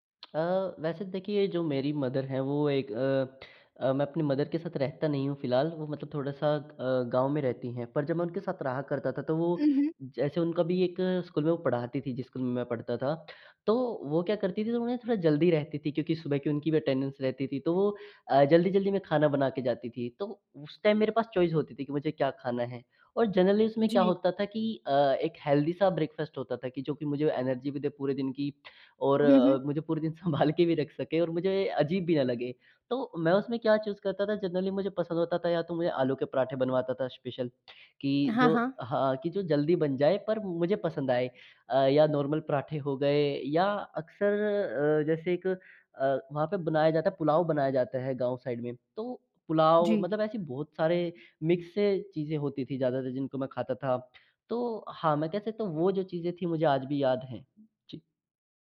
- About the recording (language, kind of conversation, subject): Hindi, podcast, क्या तुम्हें बचपन का कोई खास खाना याद है?
- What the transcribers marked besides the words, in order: other background noise; in English: "मदर"; in English: "मदर"; in English: "अटेंडेंस"; in English: "टाइम"; in English: "चॉइस"; in English: "जनरली"; in English: "हेल्दी"; in English: "ब्रेकफास्ट"; in English: "एनर्जी"; laughing while speaking: "संभाल के भी रख सके"; in English: "चूज़"; in English: "जनरली"; in English: "स्पेशल"; in English: "नॉर्मल"; in English: "साइड"; in English: "मिक्स"